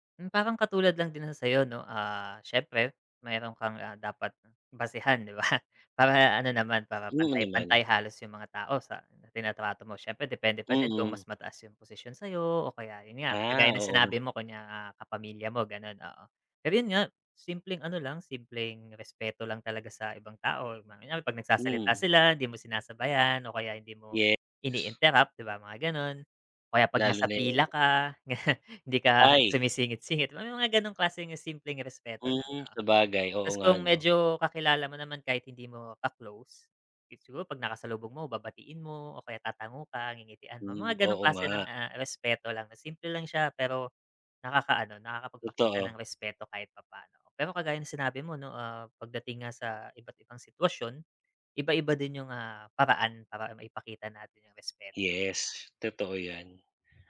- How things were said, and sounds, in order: other background noise; tapping; chuckle
- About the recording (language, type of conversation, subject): Filipino, unstructured, Paano mo ipinapakita ang respeto sa ibang tao?